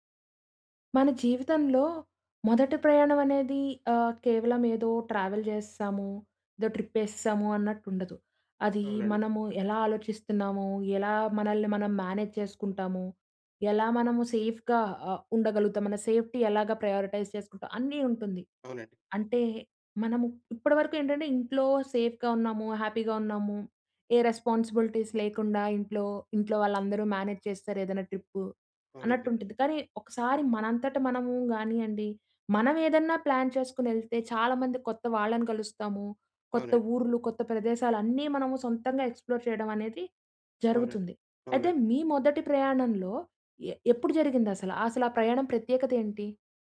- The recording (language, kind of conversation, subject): Telugu, podcast, మీ మొట్టమొదటి పెద్ద ప్రయాణం మీ జీవితాన్ని ఎలా మార్చింది?
- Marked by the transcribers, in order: in English: "ట్రావెల్"; in English: "ట్రిప్"; in English: "మేనేజ్"; in English: "సేఫ్‌గా"; in English: "సేఫ్టీ"; in English: "ప్రయారిటైజ్"; in English: "సేఫ్‍గా"; in English: "హ్యాపీ‌గా"; in English: "రెస్పాన్సిబిలిటీస్"; in English: "మేనేజ్"; in English: "ట్రిప్పు"; in English: "ప్లాన్"; in English: "ఎక్స్‌ప్లోర్"